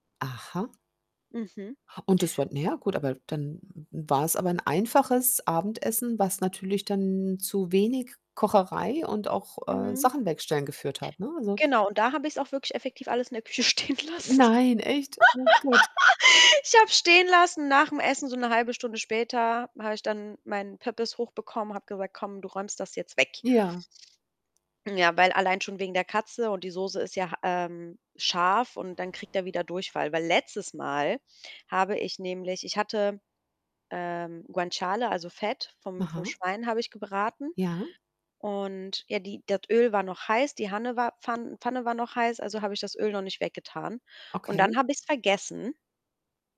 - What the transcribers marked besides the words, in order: mechanical hum; other background noise; static; laughing while speaking: "stehen lassen"; laugh; in Italian: "Guanciale"
- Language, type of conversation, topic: German, podcast, Was ist dein Trick gegen ständiges Aufschieben?